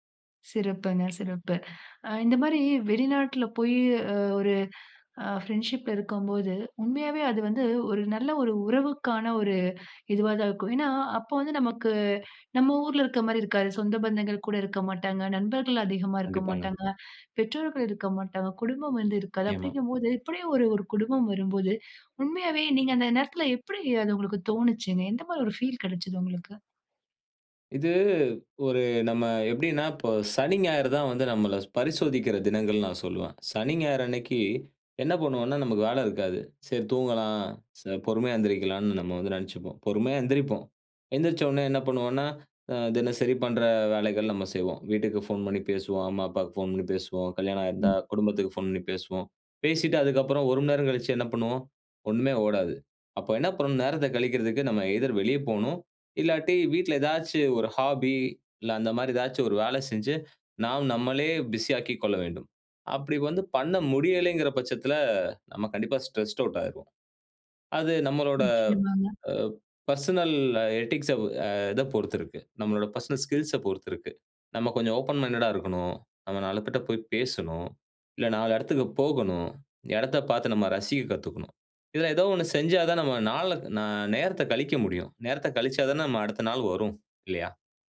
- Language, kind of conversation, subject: Tamil, podcast, புதியவர்களுடன் முதலில் நீங்கள் எப்படி உரையாடலை ஆரம்பிப்பீர்கள்?
- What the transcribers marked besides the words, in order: "ஆமா" said as "ஏமா"; drawn out: "இது"; "உடனே" said as "உன்னே"; in English: "எய்தர்"; in English: "ஹாபி"; in English: "ஸ்ட்ரெஸ்ட் அவுட்"; in English: "பெர்சனல் எட்டிக்ஸ்"; in English: "பெர்சனல் ஸ்கில்ஸ்"; in English: "ஓப்பன் மைண்டட்"